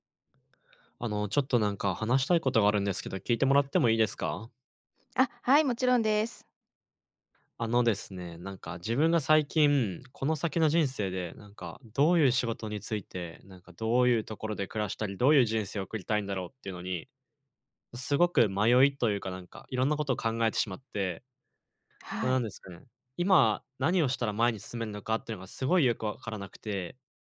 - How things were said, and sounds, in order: tapping
- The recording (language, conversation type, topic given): Japanese, advice, キャリアの方向性に迷っていますが、次に何をすればよいですか？